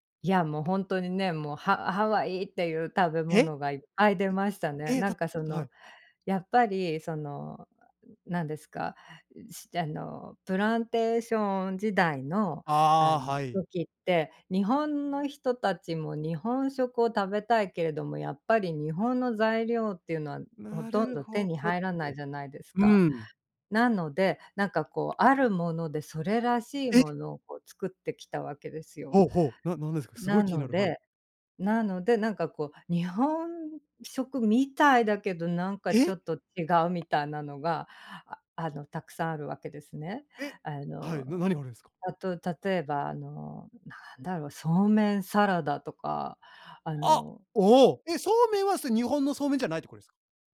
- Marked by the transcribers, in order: tapping; in English: "プランテーション"
- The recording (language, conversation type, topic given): Japanese, podcast, 現地の家庭に呼ばれた経験はどんなものでしたか？